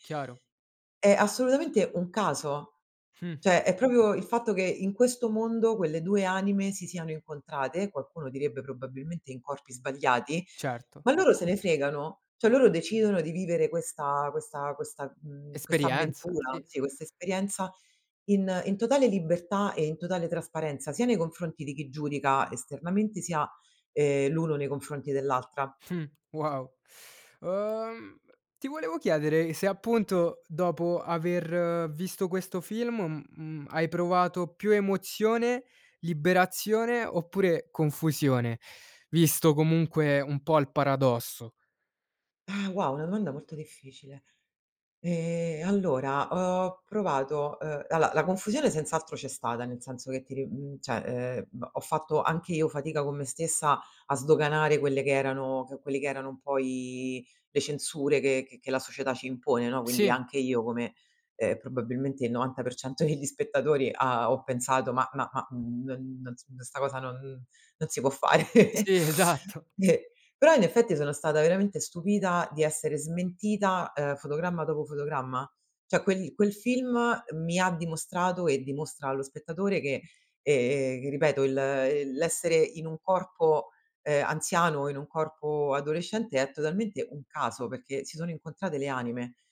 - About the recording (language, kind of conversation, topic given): Italian, podcast, Qual è un film che ti ha cambiato la prospettiva sulla vita?
- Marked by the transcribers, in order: "cioè" said as "ceh"; "cioè" said as "ceh"; laughing while speaking: "Mh"; "allora" said as "alloa"; "cioè" said as "ceh"; laughing while speaking: "esatto"; laugh; "cioè" said as "ceh"